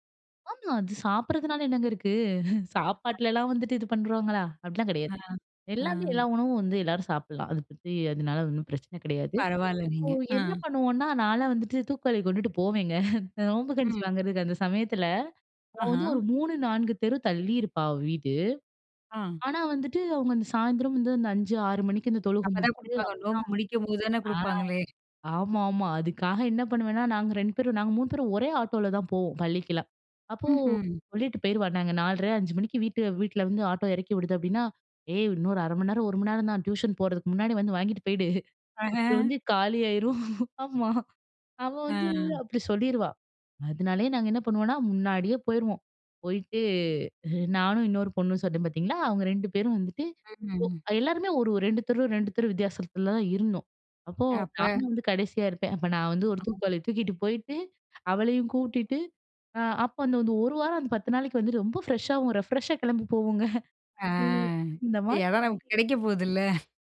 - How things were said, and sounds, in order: chuckle; unintelligible speech; chuckle; unintelligible speech; chuckle; laughing while speaking: "காலியாயிரும். ஆமா"; chuckle; unintelligible speech; in English: "ஃப்ரெஷ்ஷாவும் ரெஃப்ரெஷ்ஷா"; sad: "ஆ"; in English: "ஆ"; laughing while speaking: "போவோங்க"; unintelligible speech; chuckle
- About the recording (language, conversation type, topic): Tamil, podcast, பாரம்பரிய உணவை யாரோ ஒருவருடன் பகிர்ந்தபோது உங்களுக்கு நடந்த சிறந்த உரையாடல் எது?